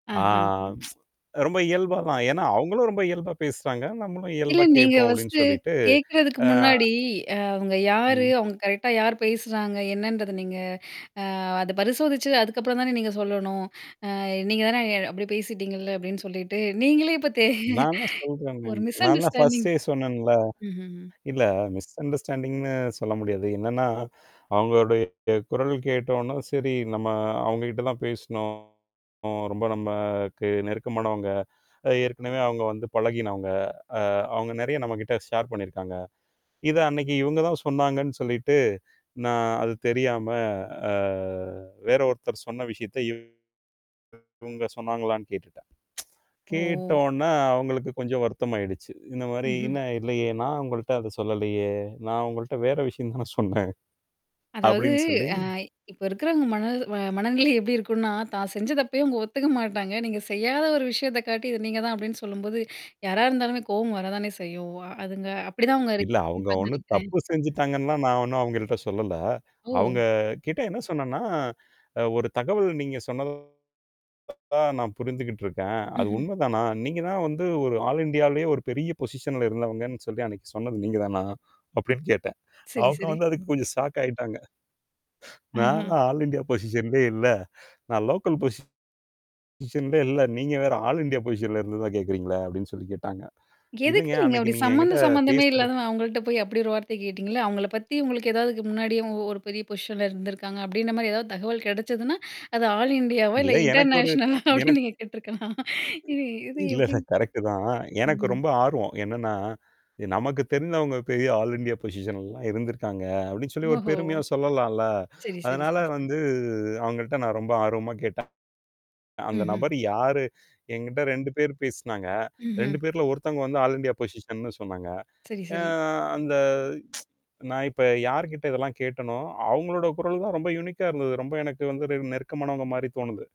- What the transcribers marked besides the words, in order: tsk; in English: "ஃபர்ஸ்ட்டு"; other noise; static; chuckle; in English: "மிஸ் அண்டர்ஸ்டாண்டிங்"; in English: "பர்ஸ்டே"; in English: "மிஸ் அண்டர்ஸ்டாண்டிங்ன்னு"; distorted speech; drawn out: "நம்ம"; in English: "ஷேர்"; drawn out: "அ"; tsk; drawn out: "ஓ!"; laughing while speaking: "தானே சொன்னேன்"; drawn out: "ஓ"; in English: "ஆல் இண்டியாலே"; in English: "பொசிஷன்ல"; laughing while speaking: "அவங்க வந்து அதுக்கு கொஞ்சம் ஷாக் ஆயிட்டாங்க"; breath; in English: "ஆல் இண்டியா பொசிஷன்லே"; in English: "லோக்கல் பொசிஷன்லே"; in English: "ஆல் இண்டியா பொசிஷன்ல"; in English: "பொசிஷன்ல"; in English: "ஆல் இண்டியாவா"; laughing while speaking: "இல்ல கரெக்ட் தான்"; laughing while speaking: "இன்டர்நேஷனலா அப்படின்னு நீங்க கேட்டுருக்கலாம்"; in English: "இன்டர்நேஷனலா"; in English: "கரெக்ட்"; other background noise; in English: "ஆல் இண்டியா பொசிஷன்லாம்"; drawn out: "வந்து"; in English: "ஆல் இந்தியா பொசிஷன்னு"; tsk; in English: "யுனிகா"
- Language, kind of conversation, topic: Tamil, podcast, நம்முடைய தவறுகளைப் பற்றி திறந்தமையாகப் பேச முடியுமா?